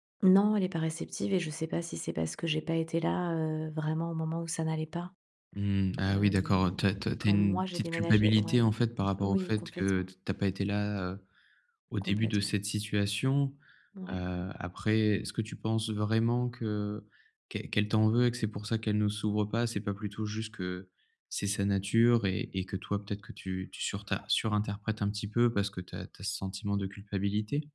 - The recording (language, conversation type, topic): French, advice, Comment puis-je soutenir un ami qui traverse une période difficile ?
- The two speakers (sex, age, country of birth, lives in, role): female, 40-44, France, Spain, user; male, 30-34, France, France, advisor
- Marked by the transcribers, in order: none